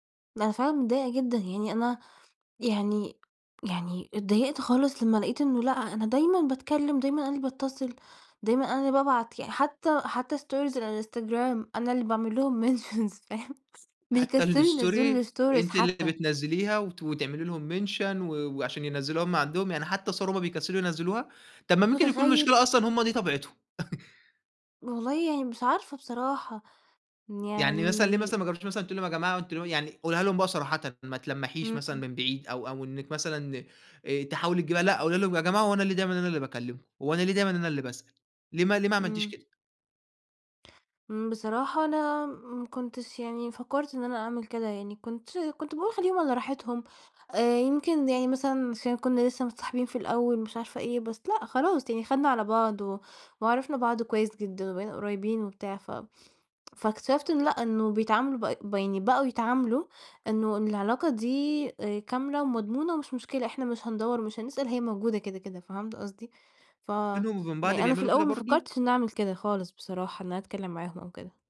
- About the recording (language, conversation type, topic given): Arabic, advice, إزاي أتعامل مع إحساسي إني دايمًا أنا اللي ببدأ الاتصال في صداقتنا؟
- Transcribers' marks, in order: in English: "stories"; laughing while speaking: "mentions فاهم"; in English: "mentions"; in English: "الstory"; in English: "الstories"; in English: "mention"; chuckle; tapping; tsk